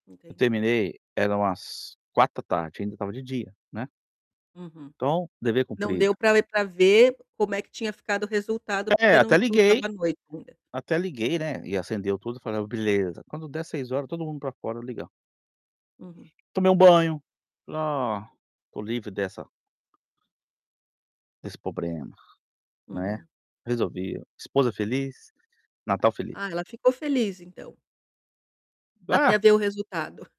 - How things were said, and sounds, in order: tapping; "problema" said as "pobrema"
- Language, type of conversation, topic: Portuguese, advice, Como posso lidar com a frustração ao aprender algo novo e desafiador?